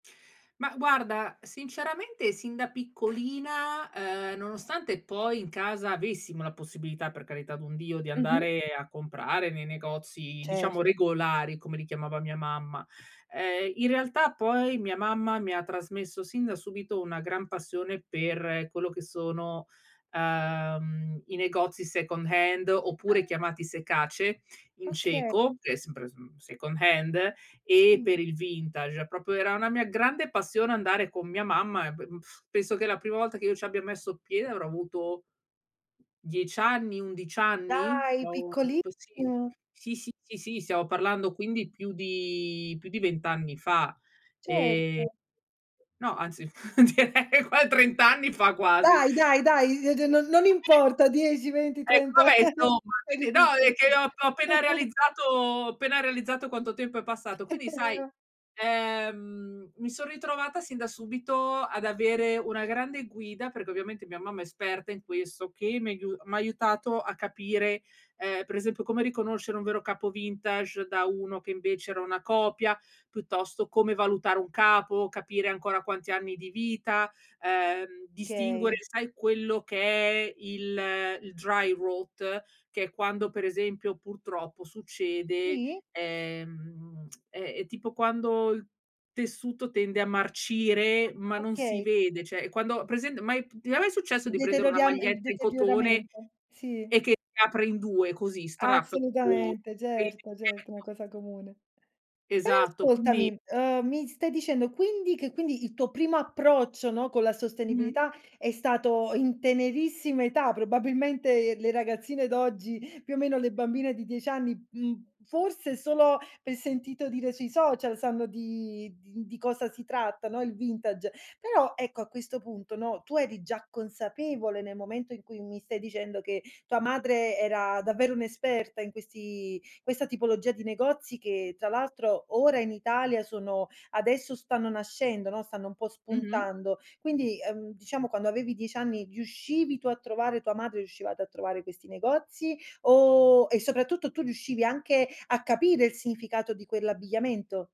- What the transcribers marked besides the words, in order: in English: "second hand"; other noise; in Czech: "sekáč"; in English: "second hand"; stressed: "Dai"; unintelligible speech; unintelligible speech; drawn out: "di"; laughing while speaking: "direi qua trenta anni fa quasi"; other background noise; chuckle; laugh; laughing while speaking: "e o"; "Kay" said as "Okay"; in English: "dry rote"; tsk; "cioè" said as "ceh"; put-on voice: "strap"; unintelligible speech
- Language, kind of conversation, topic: Italian, podcast, Che importanza dai alla sostenibilità nei tuoi acquisti?